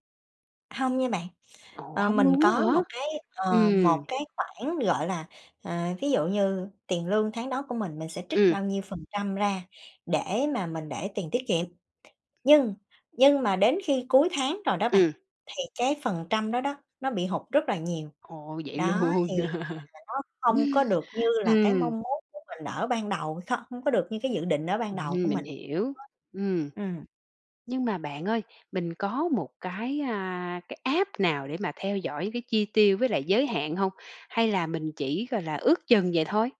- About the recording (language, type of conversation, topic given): Vietnamese, advice, Làm thế nào để xây dựng thói quen tiết kiệm tiền khi bạn hay tiêu xài lãng phí?
- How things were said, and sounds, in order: tapping; laughing while speaking: "luôn"; laugh; other background noise; in English: "app"